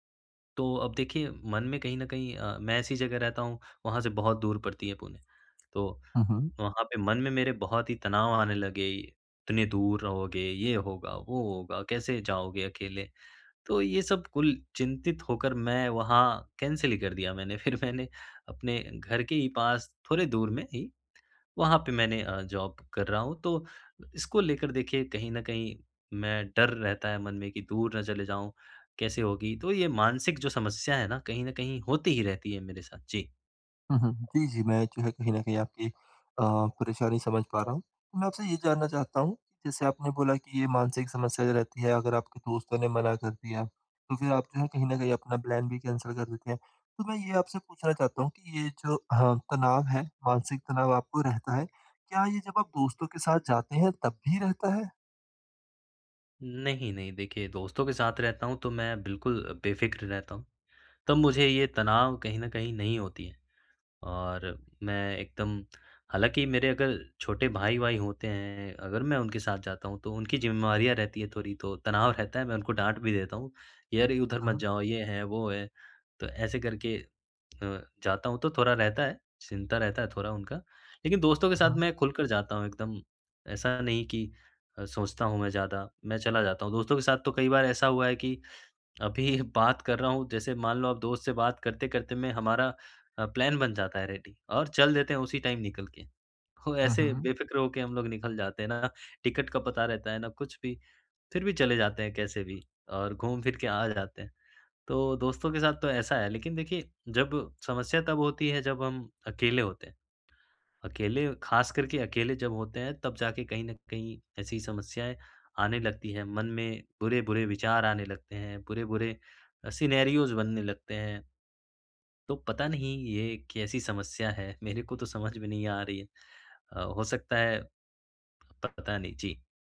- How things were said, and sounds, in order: in English: "कैंसल"; laughing while speaking: "फिर मैंने"; in English: "जॉब"; in English: "प्लान"; in English: "कैंसल"; in English: "प्लान"; in English: "रेडी"; in English: "टाइम"; in English: "टिकट"; in English: "सिनेरियोस"
- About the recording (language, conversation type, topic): Hindi, advice, यात्रा से पहले तनाव कैसे कम करें और मानसिक रूप से कैसे तैयार रहें?